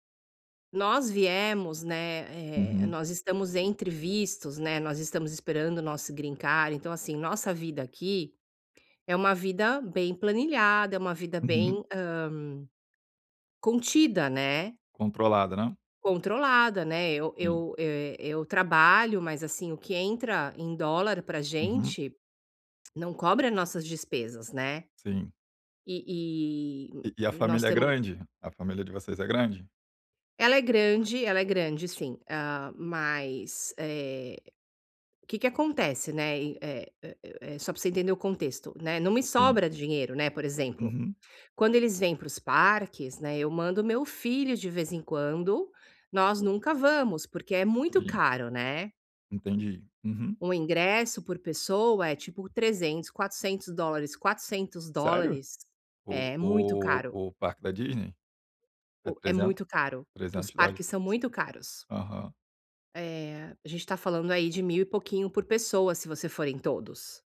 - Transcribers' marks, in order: in English: "green card"; tapping
- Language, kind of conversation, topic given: Portuguese, advice, Como posso estabelecer limites com familiares próximos sem magoá-los?